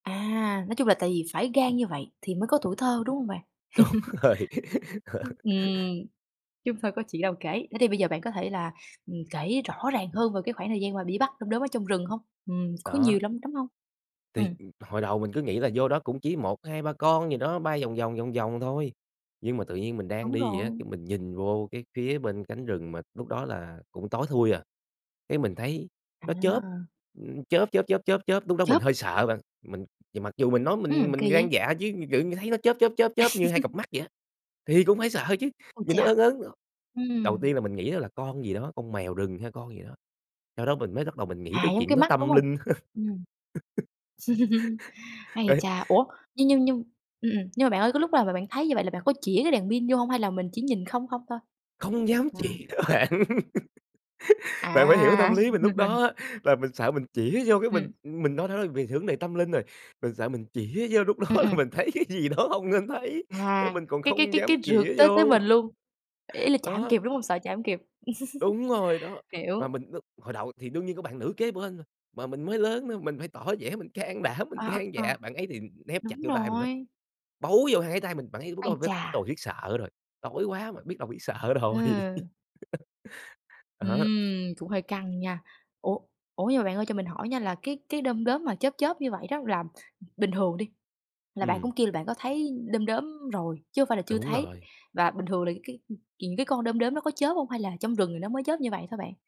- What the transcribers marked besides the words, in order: laughing while speaking: "Đúng rồi"; laugh; laugh; laugh; laughing while speaking: "Đấy"; other background noise; laughing while speaking: "á bạn, bạn phải hiểu cái tâm lý mình lúc đó á"; laugh; laugh; laughing while speaking: "đó là mình thấy cái … dám chĩa vô"; laugh; laughing while speaking: "can đảm mình gan dạ"; laugh
- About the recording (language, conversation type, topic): Vietnamese, podcast, Bạn có câu chuyện nào về một đêm đầy đom đóm không?